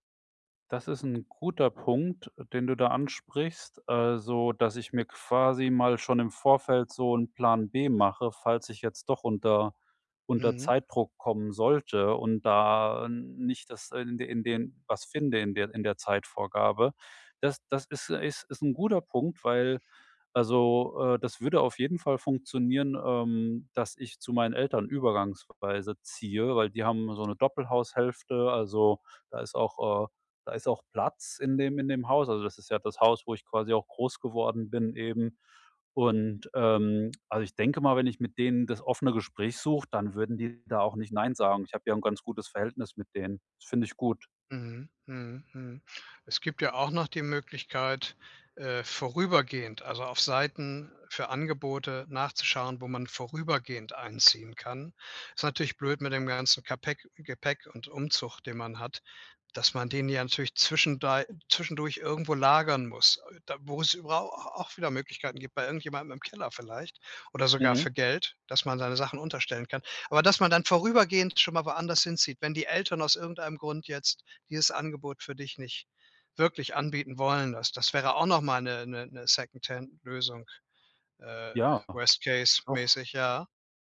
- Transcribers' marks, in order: other background noise; tapping; in English: "worst-case-mäßig"
- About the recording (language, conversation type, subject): German, advice, Wie treffe ich große Entscheidungen, ohne Angst vor Veränderung und späterer Reue zu haben?